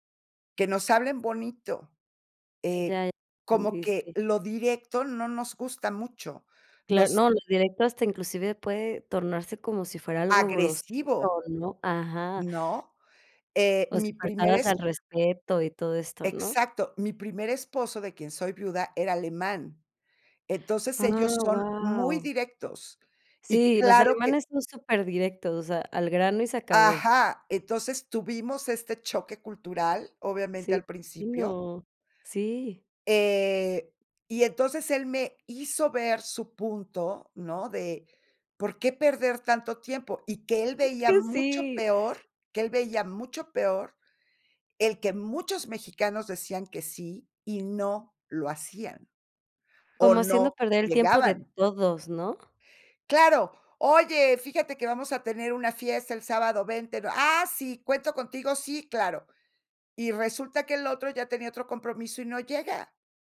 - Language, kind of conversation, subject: Spanish, podcast, ¿Cómo decides cuándo decir no a tareas extra?
- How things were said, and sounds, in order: none